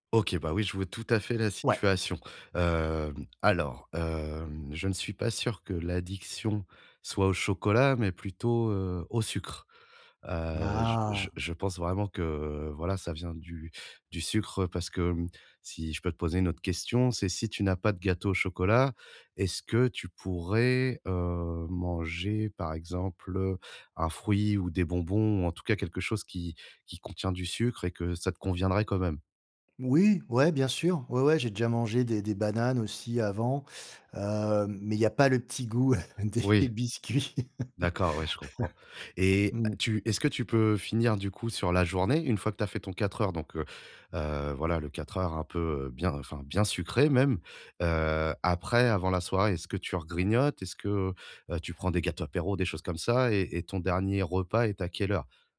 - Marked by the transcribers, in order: stressed: "sucre"; drawn out: "Ah !"; other background noise; laughing while speaking: "des biscuits"; laugh
- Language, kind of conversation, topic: French, advice, Comment équilibrer mon alimentation pour avoir plus d’énergie chaque jour ?